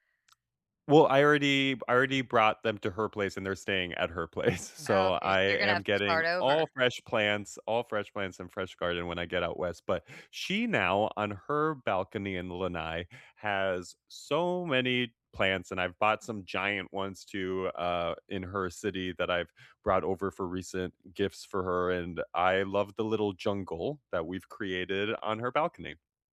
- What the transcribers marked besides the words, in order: tapping; laughing while speaking: "place"
- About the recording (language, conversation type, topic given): English, unstructured, Which garden or balcony DIY projects brighten your day and make your space feel special?
- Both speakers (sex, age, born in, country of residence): female, 45-49, United States, United States; male, 35-39, United States, United States